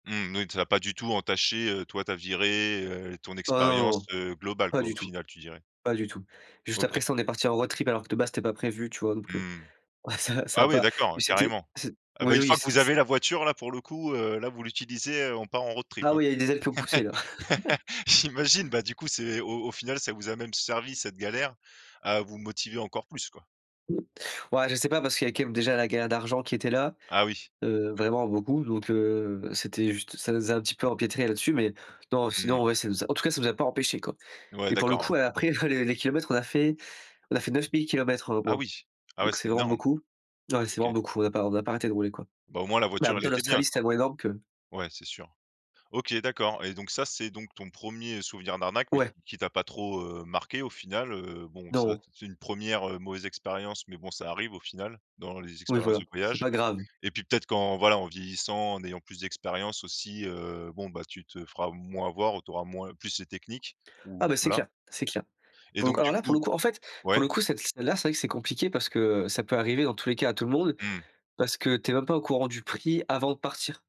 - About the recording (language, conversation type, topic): French, podcast, T’es-tu déjà fait arnaquer en voyage, et comment l’as-tu vécu ?
- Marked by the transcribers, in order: chuckle; laugh; chuckle; tapping; chuckle